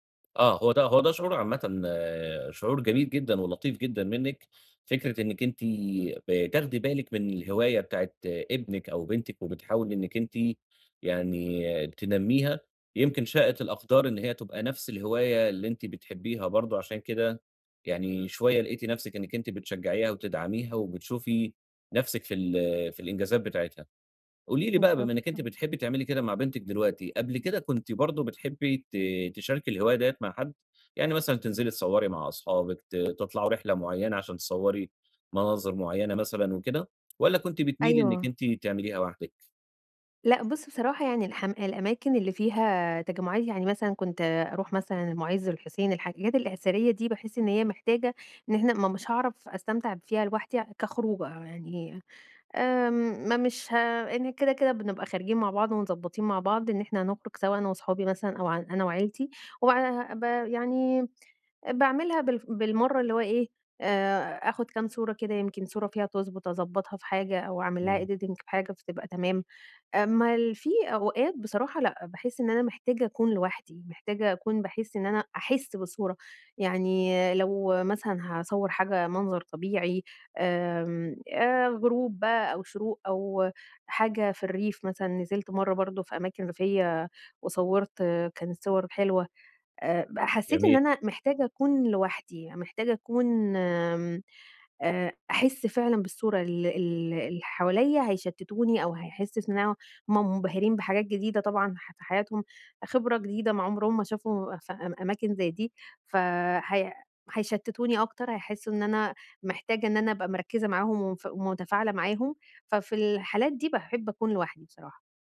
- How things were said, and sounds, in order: other background noise; tapping; in English: "editing"
- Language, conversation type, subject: Arabic, advice, إزاي أقدر أستمر في ممارسة هواياتي رغم ضيق الوقت وكتر الانشغالات اليومية؟